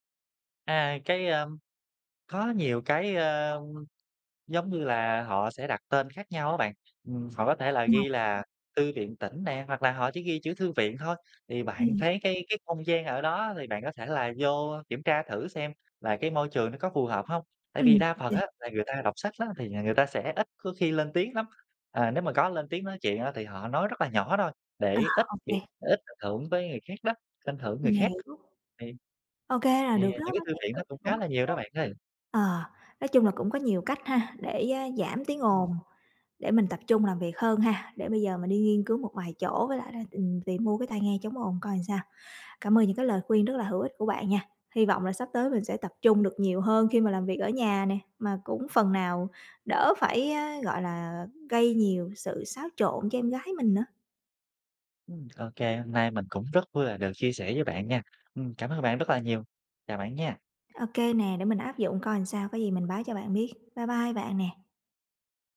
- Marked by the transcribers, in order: other background noise; tapping; "làm" said as "ừn"; "làm" said as "ừn"
- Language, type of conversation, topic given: Vietnamese, advice, Làm thế nào để bạn tạo được một không gian yên tĩnh để làm việc tập trung tại nhà?